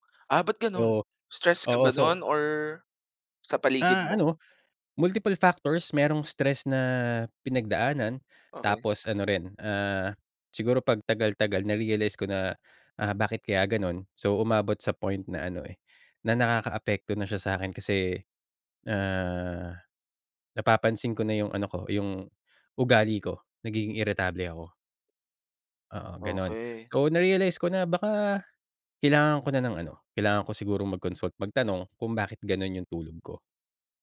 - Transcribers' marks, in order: in English: "multiple factors"
- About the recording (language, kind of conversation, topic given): Filipino, podcast, Ano ang papel ng pagtulog sa pamamahala ng stress mo?